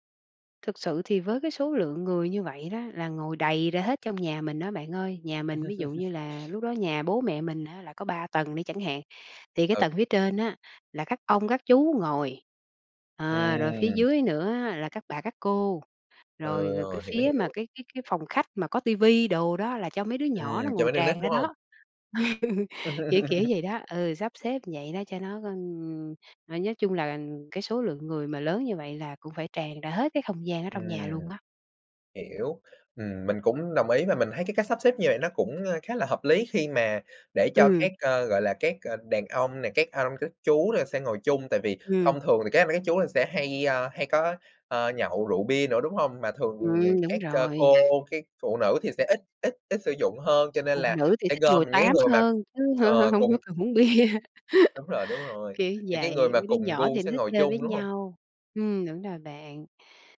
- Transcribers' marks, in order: tapping; chuckle; other background noise; chuckle; laughing while speaking: "bia"; chuckle
- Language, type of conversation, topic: Vietnamese, podcast, Bạn chuẩn bị thế nào cho bữa tiệc gia đình lớn?